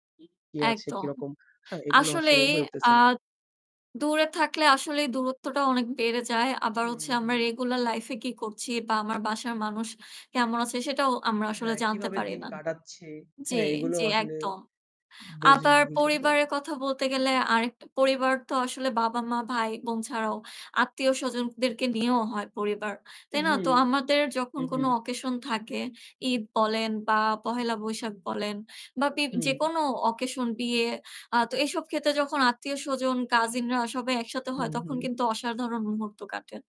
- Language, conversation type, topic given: Bengali, unstructured, আপনি কেন মনে করেন পরিবারের সঙ্গে সময় কাটানো গুরুত্বপূর্ণ?
- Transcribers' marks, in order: distorted speech